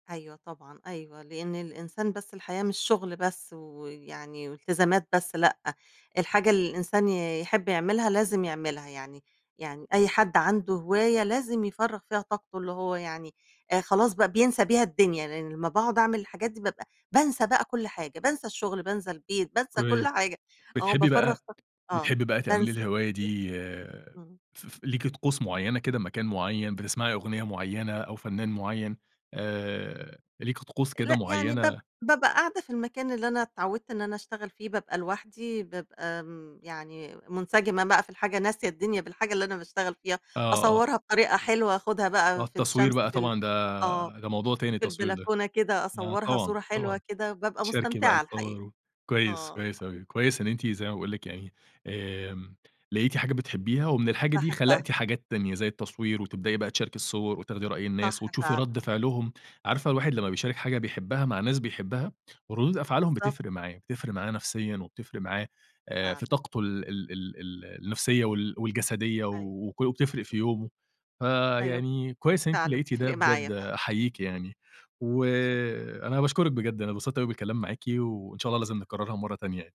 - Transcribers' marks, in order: other background noise; tapping; unintelligible speech
- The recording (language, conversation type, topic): Arabic, podcast, إيه اللي بيخلي حياتك تحس إنها ليها معنى؟